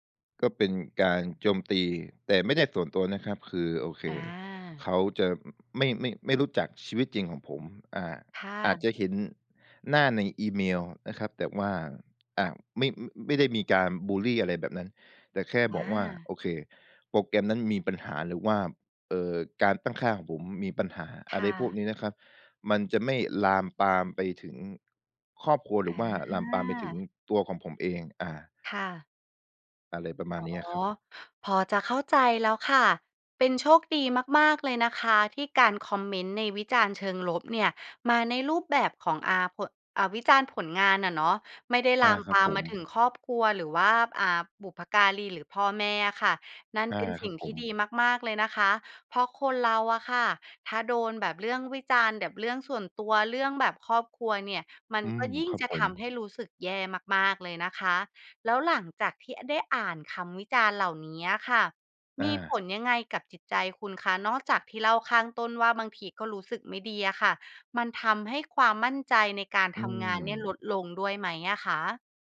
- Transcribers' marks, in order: none
- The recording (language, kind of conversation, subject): Thai, advice, คุณเคยได้รับคำวิจารณ์เกี่ยวกับงานสร้างสรรค์ของคุณบนสื่อสังคมออนไลน์ในลักษณะไหนบ้าง?
- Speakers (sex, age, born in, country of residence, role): female, 35-39, Thailand, Thailand, advisor; male, 25-29, Thailand, Thailand, user